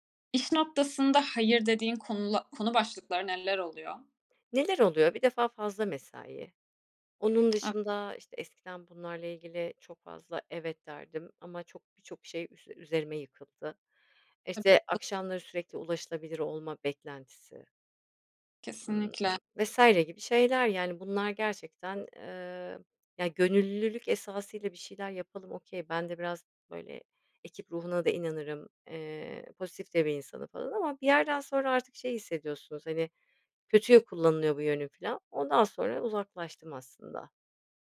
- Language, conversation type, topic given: Turkish, podcast, Açıkça “hayır” demek sana zor geliyor mu?
- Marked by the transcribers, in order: tapping; other background noise; in English: "okay"